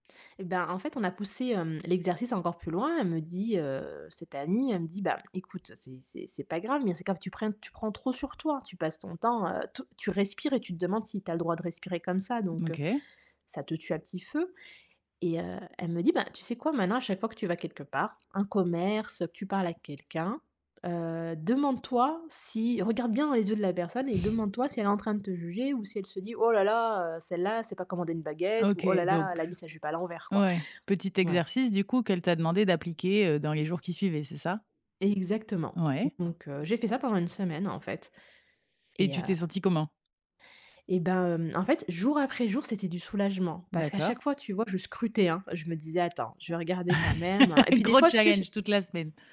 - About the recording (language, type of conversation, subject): French, podcast, Quel conseil t’a vraiment changé la vie ?
- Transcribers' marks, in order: tapping; exhale; other background noise; chuckle; "challenge" said as "chayenge"